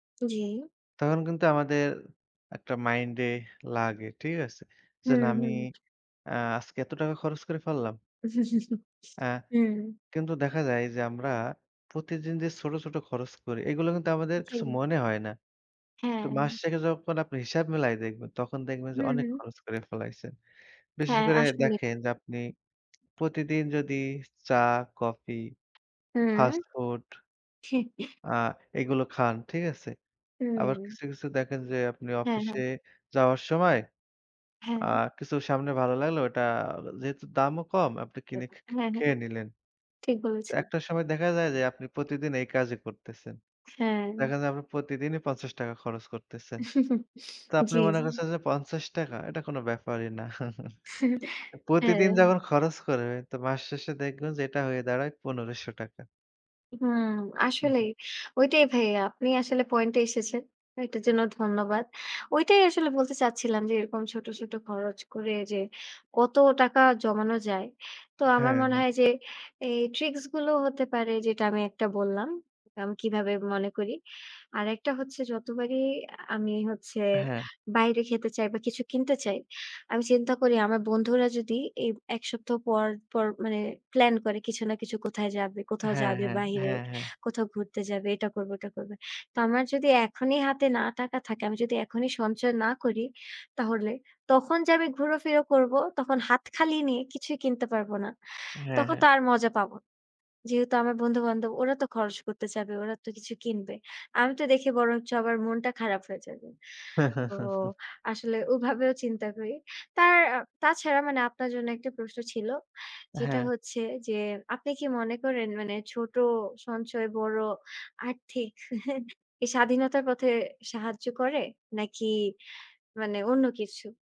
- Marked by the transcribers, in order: tapping; chuckle; "থেকে" said as "সেকে"; chuckle; chuckle; chuckle; other background noise; chuckle; chuckle
- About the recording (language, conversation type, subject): Bengali, unstructured, ছোট ছোট খরচ নিয়ন্ত্রণ করলে কীভাবে বড় সঞ্চয় হয়?